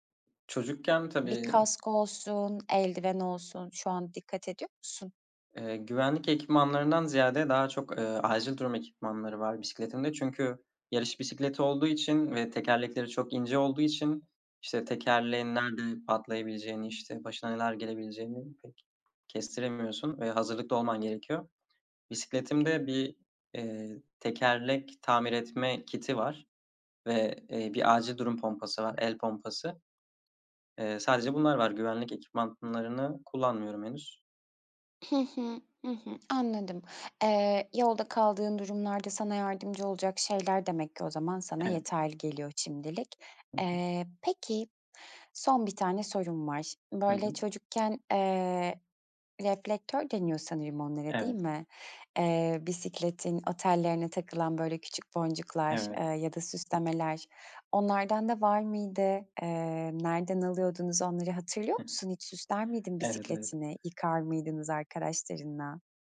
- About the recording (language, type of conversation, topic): Turkish, podcast, Bisiklet sürmeyi nasıl öğrendin, hatırlıyor musun?
- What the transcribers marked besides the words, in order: other background noise; tapping; chuckle